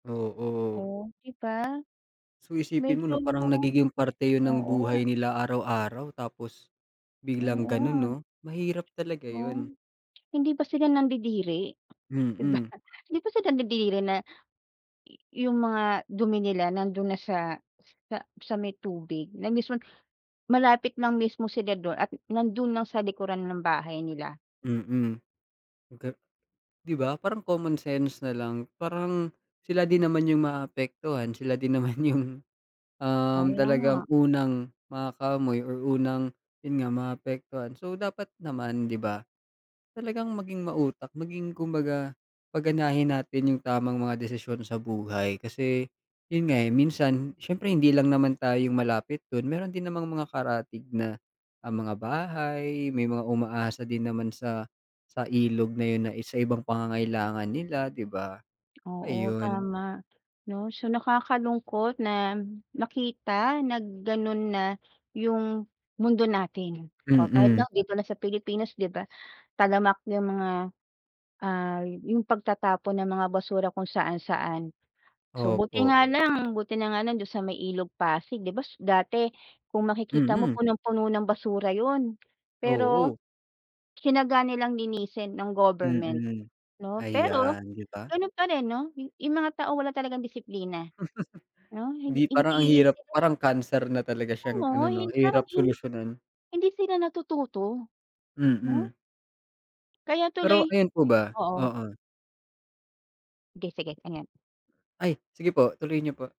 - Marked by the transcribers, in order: tapping; laughing while speaking: "‘di ba?"; laughing while speaking: "naman yung"; other background noise; laugh
- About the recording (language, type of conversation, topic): Filipino, unstructured, Ano ang mga epekto ng basura sa ating kalikasan?